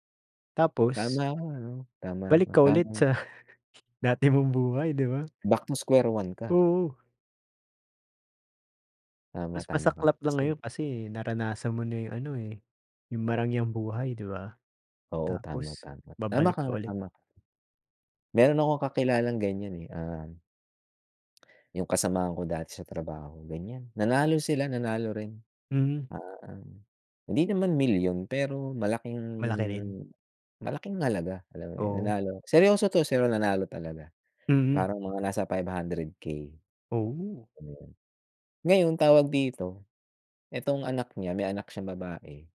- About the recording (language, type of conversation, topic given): Filipino, unstructured, Ano ang pinakamalaking takot mo pagdating sa pera?
- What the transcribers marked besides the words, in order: laughing while speaking: "sa"; in English: "Back to square one"; tapping